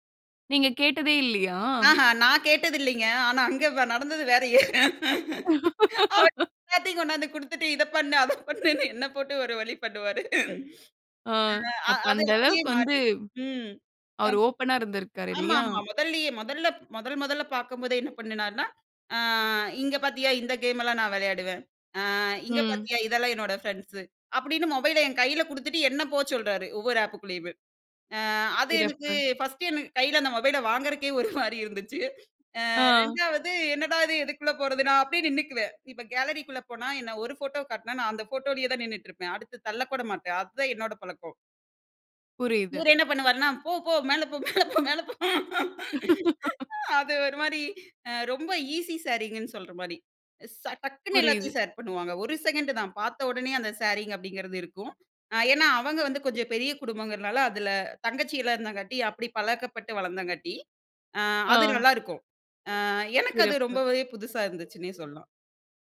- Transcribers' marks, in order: other noise; laugh; laughing while speaking: "இத பண்ணு, அத பண்ணுன்னு என்ன போட்டு ஒரு வழி பண்ணுவாரு"; in English: "கேலரி"; laughing while speaking: "மேல போ, மேல போ"; laugh; laughing while speaking: "அது ஒரு மாதிரி"; laugh; in English: "ஈஸி ஷேரிங்குன்னு"; in English: "ஷேரிங்"
- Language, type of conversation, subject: Tamil, podcast, திருமணத்திற்கு முன் பேசிக்கொள்ள வேண்டியவை என்ன?